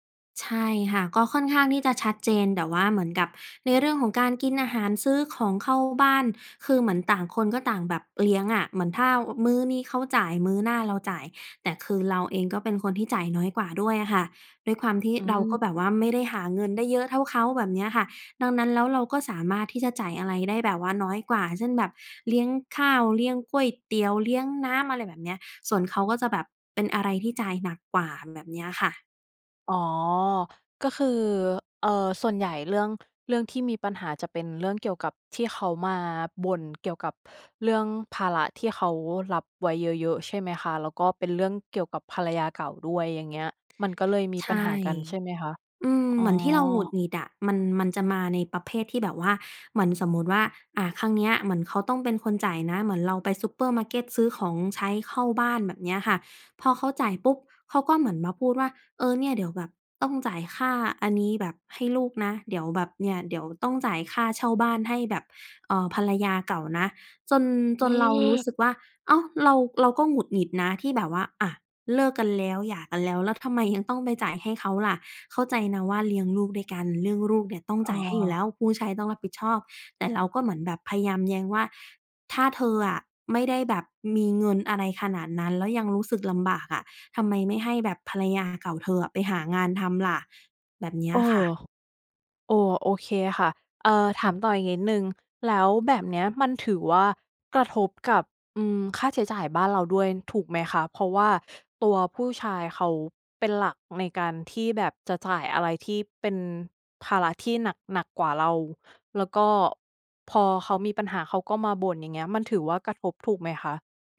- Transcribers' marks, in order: put-on voice: "เออ"
- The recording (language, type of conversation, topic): Thai, advice, คุณควรคุยกับคู่รักอย่างไรเมื่อมีความขัดแย้งเรื่องการใช้จ่าย?